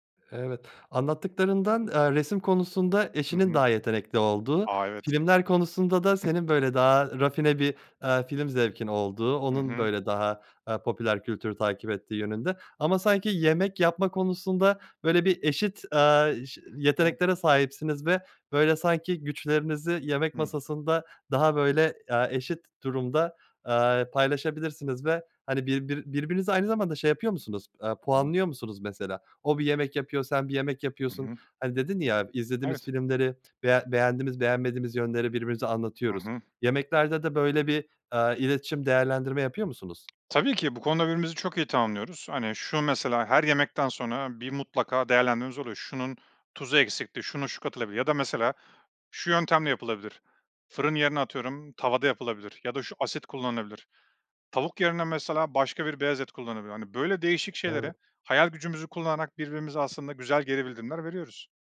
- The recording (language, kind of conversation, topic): Turkish, podcast, Yeni bir hobiye zaman ayırmayı nasıl planlarsın?
- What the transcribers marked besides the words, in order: unintelligible speech; unintelligible speech; unintelligible speech; other background noise; tapping